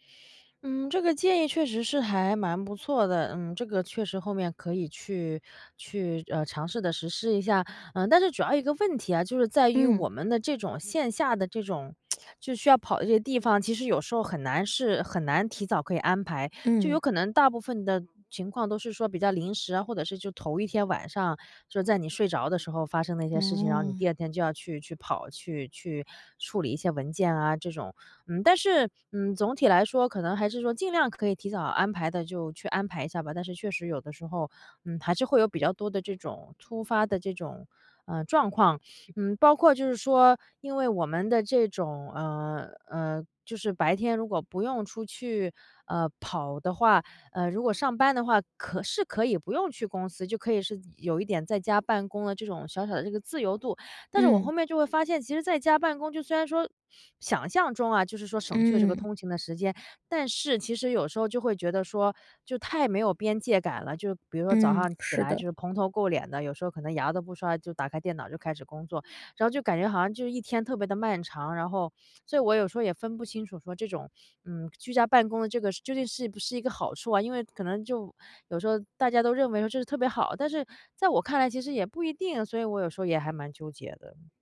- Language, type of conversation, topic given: Chinese, advice, 我怎样才能更好地区分工作和生活？
- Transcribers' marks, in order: tsk